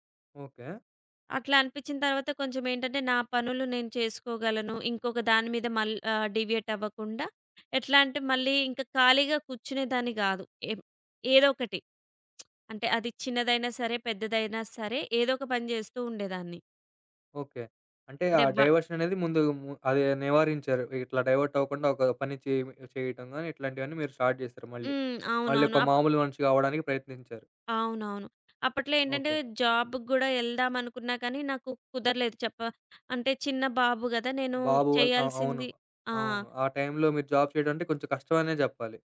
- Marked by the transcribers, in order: other background noise; lip smack; in English: "స్టార్ట్"; in English: "జాబ్‌కి"; in English: "జాబ్"
- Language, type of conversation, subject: Telugu, podcast, ఒత్తిడి సమయంలో ధ్యానం మీకు ఎలా సహాయపడింది?